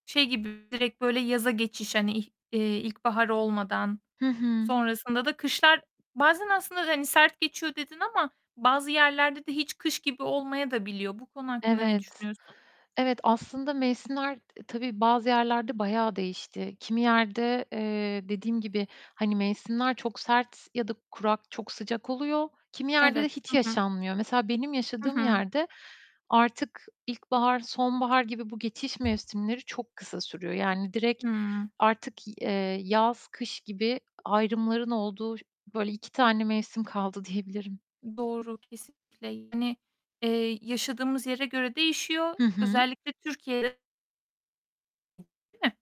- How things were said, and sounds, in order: distorted speech; tapping; laughing while speaking: "diyebilirim"
- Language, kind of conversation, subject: Turkish, podcast, İklim değişikliği günlük hayatımızı nasıl etkiliyor?